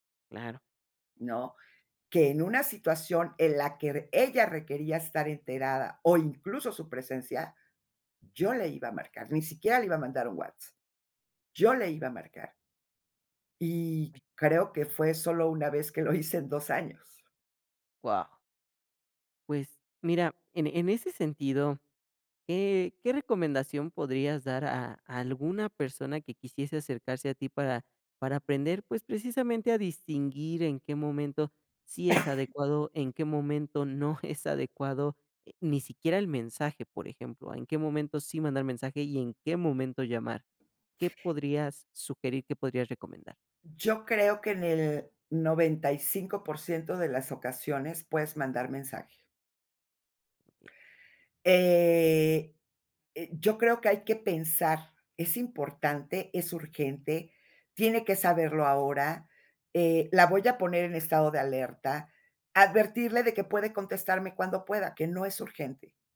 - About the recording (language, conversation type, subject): Spanish, podcast, ¿Cómo decides cuándo llamar en vez de escribir?
- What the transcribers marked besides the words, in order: other background noise; laughing while speaking: "lo hice"; cough; laughing while speaking: "no es"; tapping